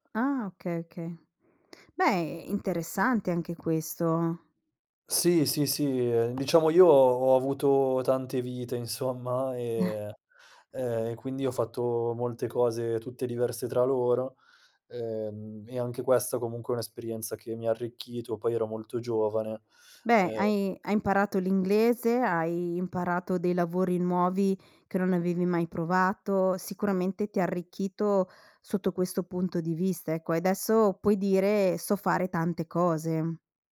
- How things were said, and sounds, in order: other background noise; chuckle
- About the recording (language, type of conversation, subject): Italian, podcast, Come è cambiata la tua identità vivendo in posti diversi?